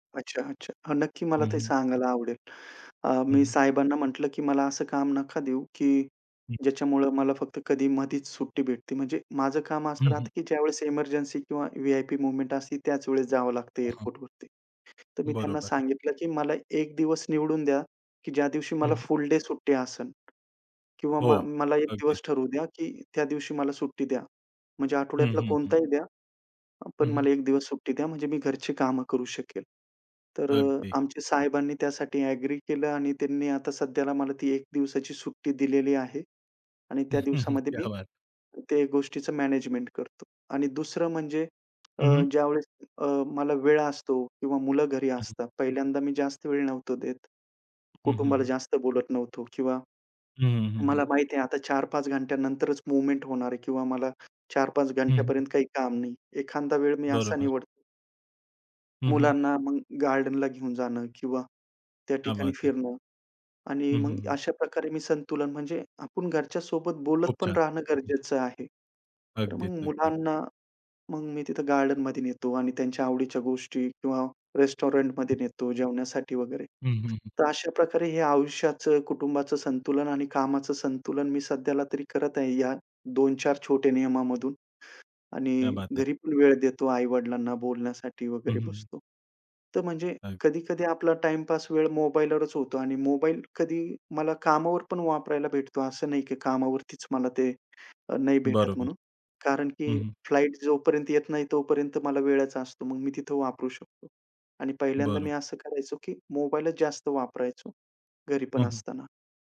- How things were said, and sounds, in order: tapping; other background noise; chuckle; in Hindi: "क्या बात!"; in Hindi: "क्या बात है"; in English: "रेस्टॉरंटमध्ये"; in Hindi: "क्या बात है"
- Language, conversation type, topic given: Marathi, podcast, काम आणि आयुष्यातील संतुलन कसे साधता?